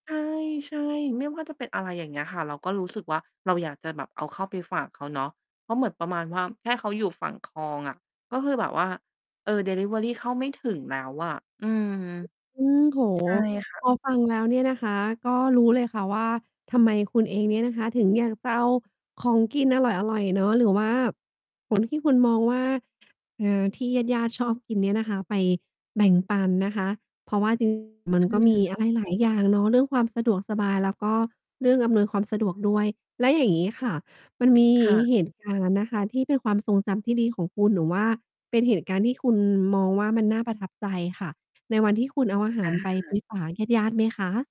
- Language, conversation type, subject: Thai, podcast, เวลาไปรวมญาติ คุณชอบเอาอะไรไปแบ่งกันกินบ้าง?
- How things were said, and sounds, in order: distorted speech